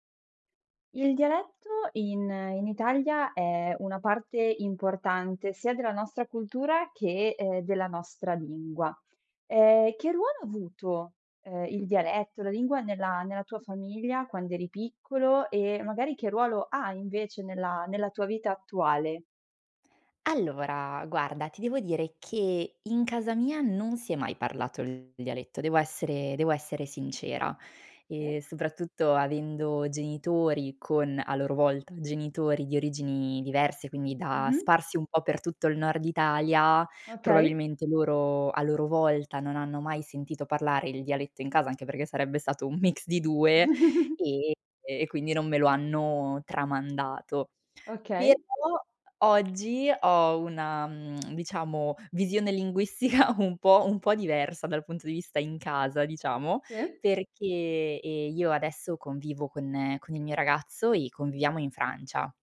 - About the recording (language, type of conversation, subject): Italian, podcast, Ti va di parlare del dialetto o della lingua che parli a casa?
- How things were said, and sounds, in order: chuckle; laughing while speaking: "un mix"; tongue click; laughing while speaking: "linguistica"